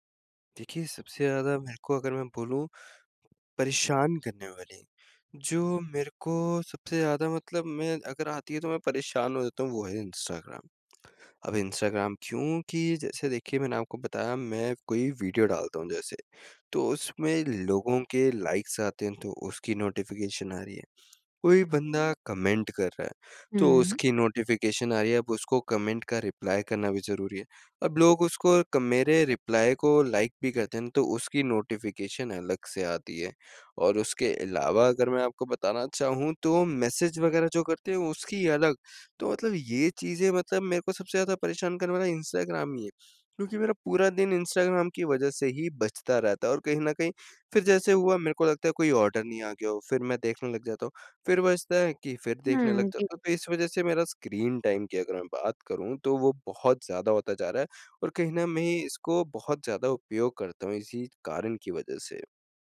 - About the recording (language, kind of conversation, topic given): Hindi, advice, आप अपने डिजिटल उपयोग को कम करके सब्सक्रिप्शन और सूचनाओं से कैसे छुटकारा पा सकते हैं?
- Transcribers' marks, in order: in English: "लाइक्स"; in English: "नोटिफ़िकेशन"; in English: "कमेंट"; in English: "नोटिफिकेशन"; in English: "कमेंट"; in English: "रिप्लाई"; in English: "रिप्लाई"; in English: "लाइक"; in English: "नोटिफ़िकेशन"; in English: "ऑर्डर"